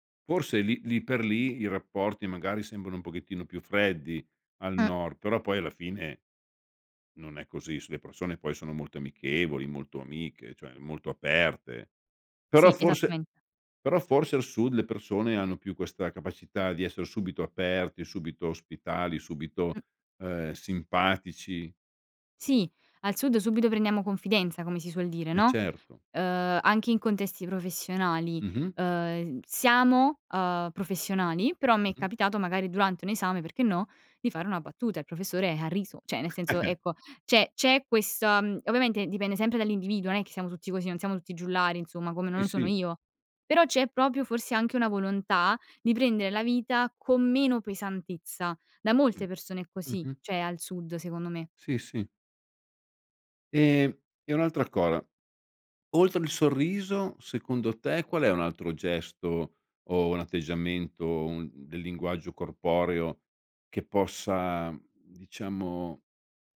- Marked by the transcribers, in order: "cioè" said as "ceh"; chuckle; "proprio" said as "propio"; "cioè" said as "ceh"
- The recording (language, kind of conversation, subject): Italian, podcast, Come può un sorriso cambiare un incontro?